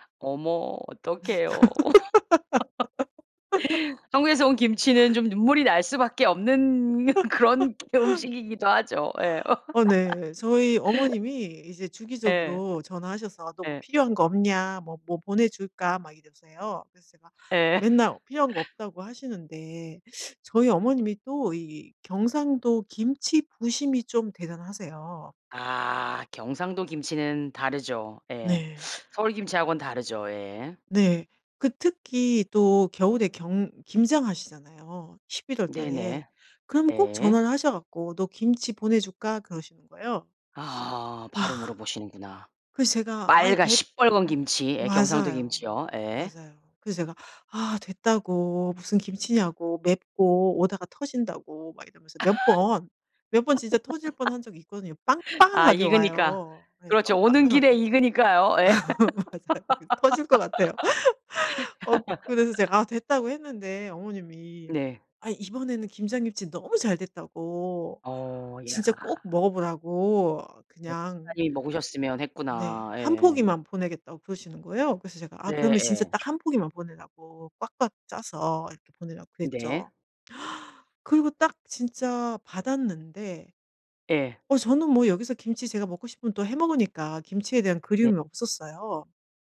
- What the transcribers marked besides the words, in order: laugh; laugh; laughing while speaking: "그런 음식이기도"; laugh; other background noise; laugh; teeth sucking; sigh; laugh; laugh; laughing while speaking: "맞아요"; laugh; gasp
- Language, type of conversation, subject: Korean, podcast, 가족에게서 대대로 전해 내려온 음식이나 조리법이 있으신가요?